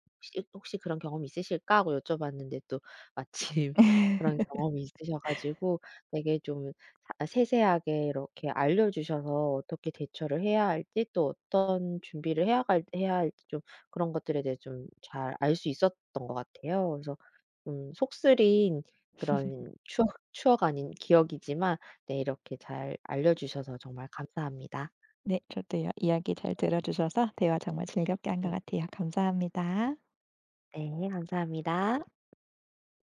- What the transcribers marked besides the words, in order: laugh; laughing while speaking: "마침"; tapping; laugh; other background noise
- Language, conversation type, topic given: Korean, podcast, 여행 중 여권이나 신분증을 잃어버린 적이 있나요?